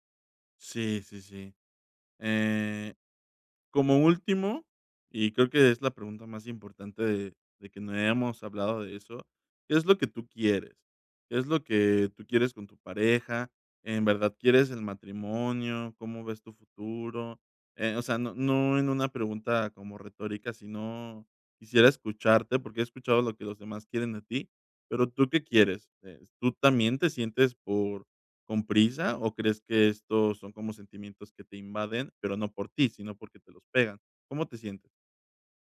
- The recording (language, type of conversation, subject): Spanish, advice, ¿Cómo te has sentido ante la presión de tu familia para casarte y formar pareja pronto?
- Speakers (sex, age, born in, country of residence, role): female, 30-34, Mexico, Mexico, user; male, 30-34, Mexico, Mexico, advisor
- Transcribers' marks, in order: none